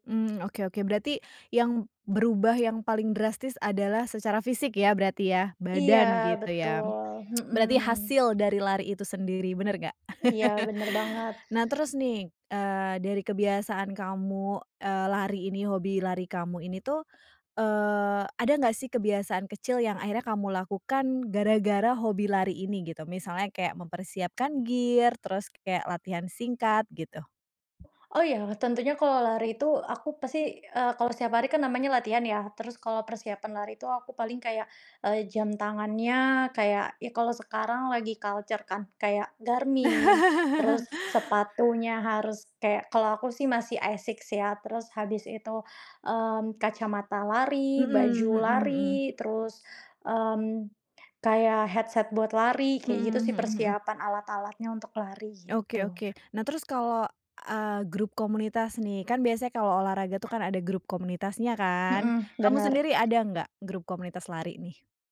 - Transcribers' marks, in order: tsk; background speech; other background noise; laugh; tapping; in English: "gear"; laugh; in English: "culture"; in English: "headset"
- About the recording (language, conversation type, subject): Indonesian, podcast, Bagaimana hobimu memengaruhi kehidupan sehari-harimu?